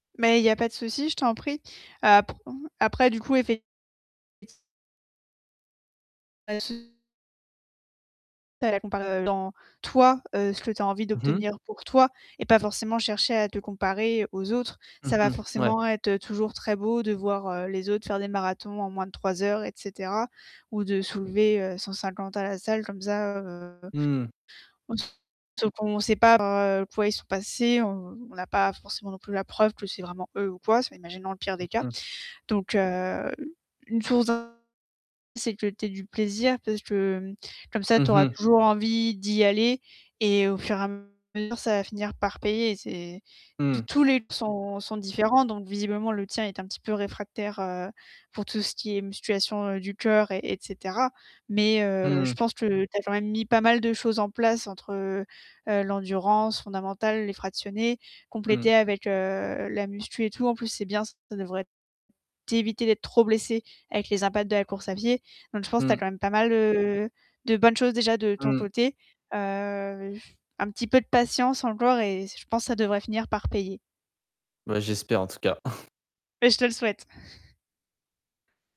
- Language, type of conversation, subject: French, advice, Que puis-je faire si je m’entraîne régulièrement mais que je ne constate plus d’amélioration ?
- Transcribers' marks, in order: other noise; distorted speech; other background noise; stressed: "toi"; "musculation" said as "muscu"; chuckle